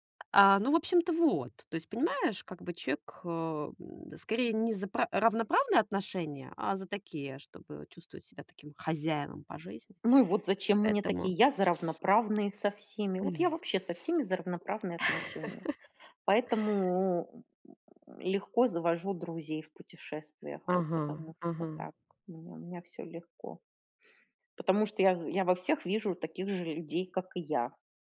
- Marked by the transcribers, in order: tapping; stressed: "хозяином"; exhale; other background noise; chuckle
- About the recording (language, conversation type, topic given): Russian, podcast, Как вы заводите друзей, когда путешествуете в одиночку?